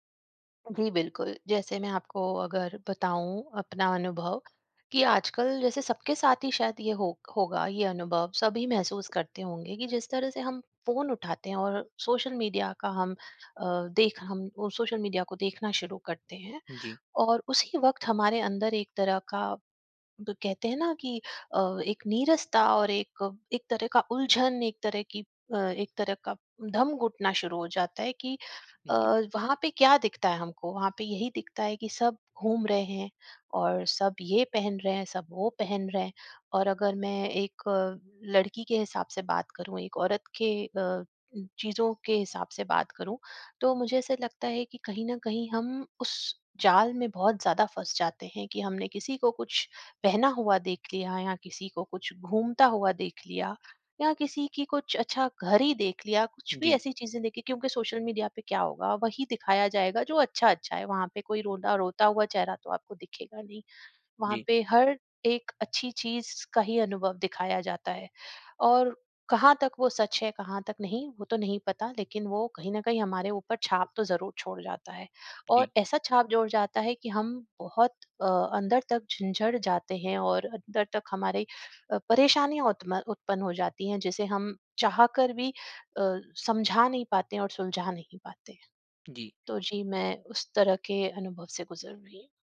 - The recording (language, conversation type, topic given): Hindi, advice, क्या मुझे लग रहा है कि मैं दूसरों की गतिविधियाँ मिस कर रहा/रही हूँ—मैं क्या करूँ?
- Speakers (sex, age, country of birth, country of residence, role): female, 45-49, India, India, user; male, 25-29, India, India, advisor
- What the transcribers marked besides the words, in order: none